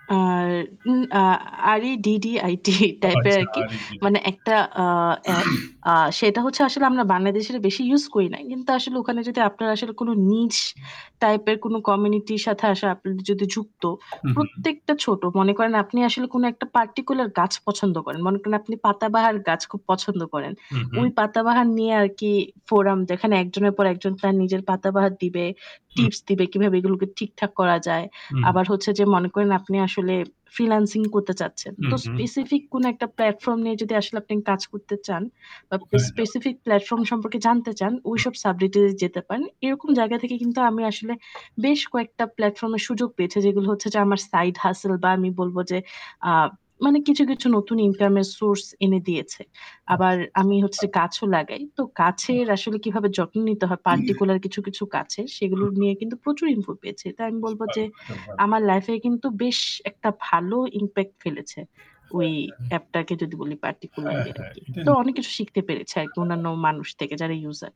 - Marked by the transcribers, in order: horn; static; chuckle; unintelligible speech; throat clearing; in English: "niche"; tapping; other background noise; in English: "particular"; in English: "forum"; in English: "specific"; in English: "specific platform"; unintelligible speech; distorted speech; in English: "platform"; in English: "side hustle"; in English: "source"; "গাছ" said as "কাছও"; in English: "particular"; throat clearing; in English: "info"; unintelligible speech; in English: "impact"; other noise; in English: "particularly"; unintelligible speech; in English: "user"
- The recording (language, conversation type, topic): Bengali, unstructured, সামাজিক যোগাযোগমাধ্যম কি আপনার জীবনে প্রভাব ফেলেছে?